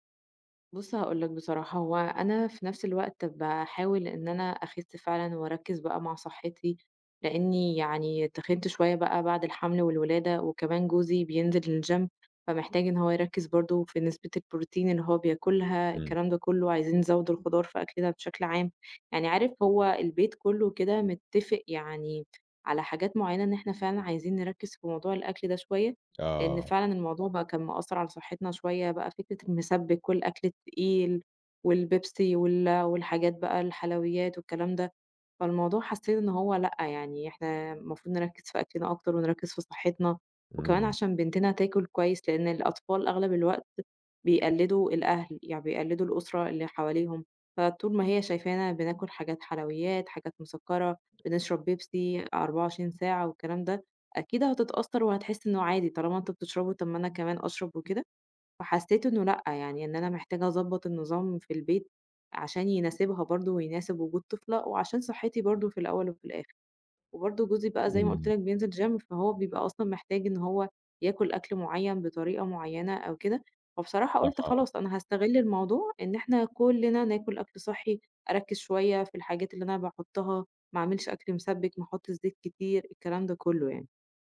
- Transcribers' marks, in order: in English: "الgym"; in English: "gym"
- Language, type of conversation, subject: Arabic, advice, إزاي أقدر أخطط لوجبات صحية مع ضيق الوقت والشغل؟